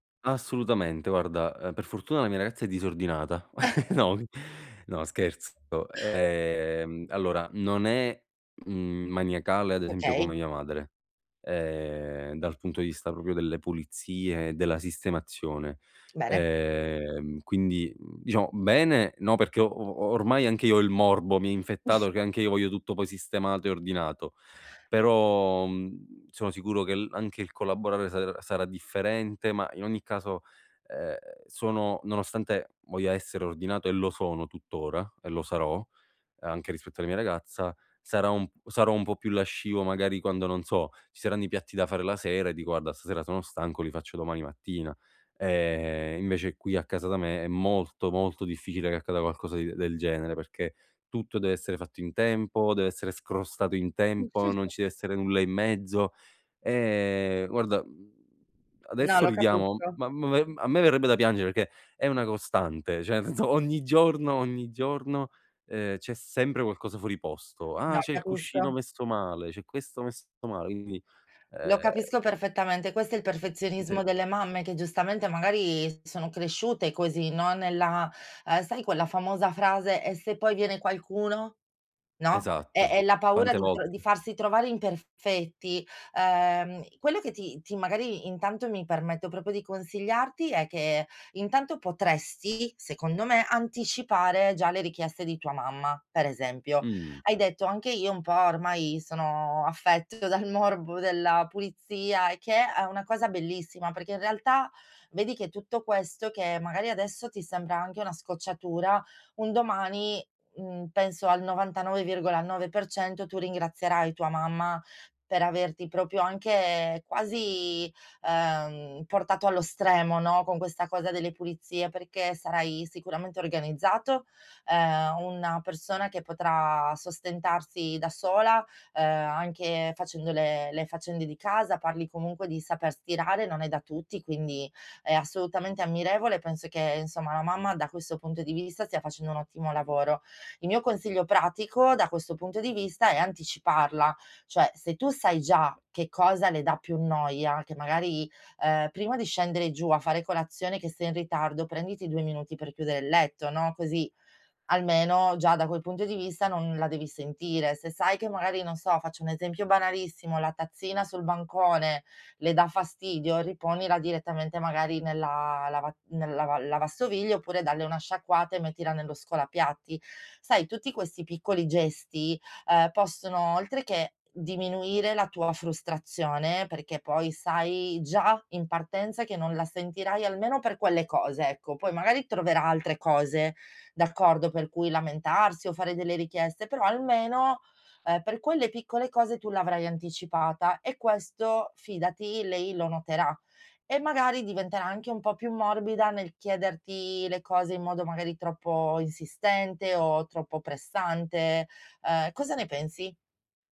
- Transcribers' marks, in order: chuckle; chuckle; unintelligible speech; laughing while speaking: "senso"; tapping; door; laughing while speaking: "morbo"
- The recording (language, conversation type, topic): Italian, advice, Come posso ridurre le distrazioni domestiche per avere più tempo libero?